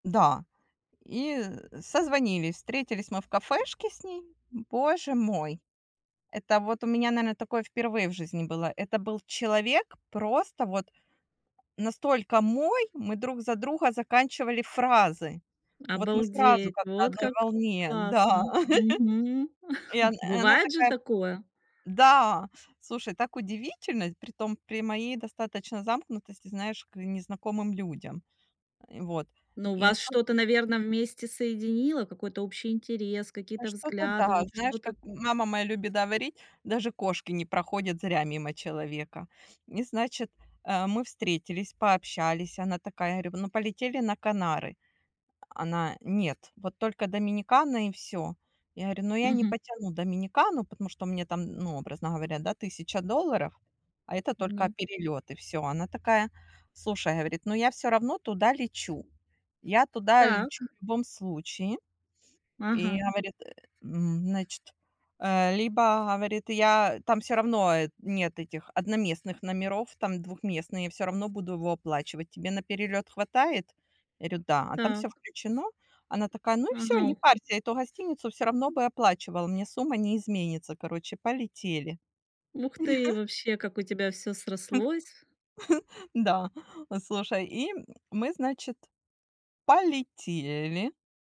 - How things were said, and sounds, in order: tapping; chuckle; laugh; unintelligible speech; chuckle; other noise; chuckle
- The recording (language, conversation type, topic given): Russian, podcast, Какое путешествие запомнилось тебе на всю жизнь?